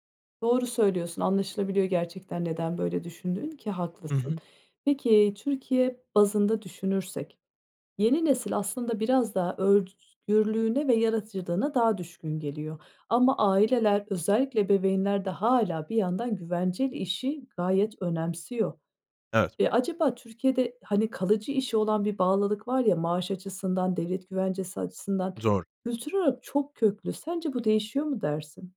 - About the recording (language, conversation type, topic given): Turkish, podcast, Kalıcı bir iş mi yoksa serbest çalışmayı mı tercih edersin, neden?
- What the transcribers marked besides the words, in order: none